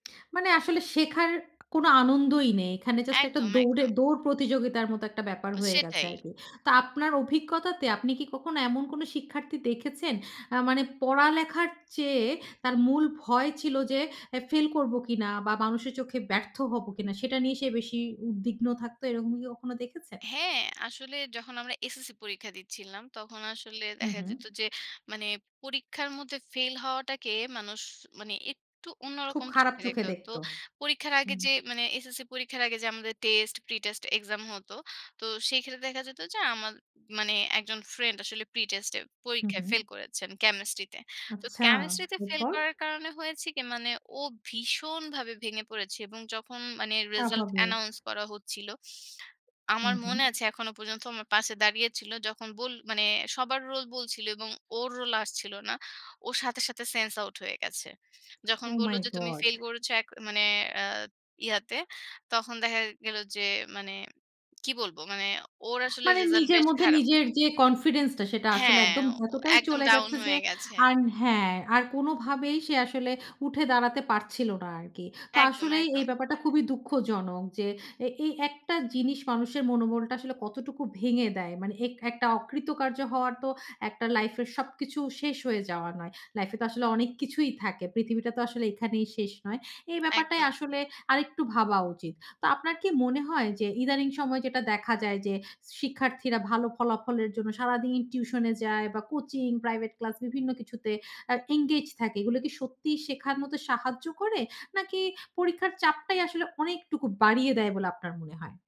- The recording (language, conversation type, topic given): Bengali, podcast, পরীক্ষার সংস্কৃতি শিক্ষার্থীদের ওপর কীভাবে প্রভাব ফেলে বলে আপনি মনে করেন?
- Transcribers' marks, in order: tapping; other background noise